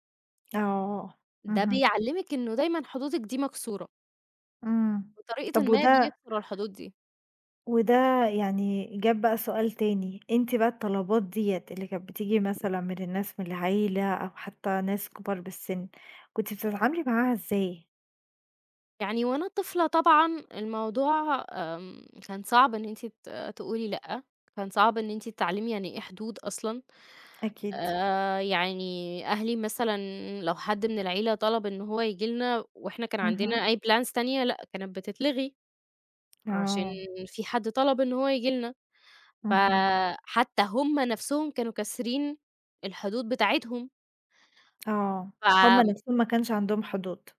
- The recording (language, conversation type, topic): Arabic, podcast, إزاي بتعرف إمتى تقول أيوه وإمتى تقول لأ؟
- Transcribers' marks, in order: unintelligible speech; other background noise; other noise; in English: "plans"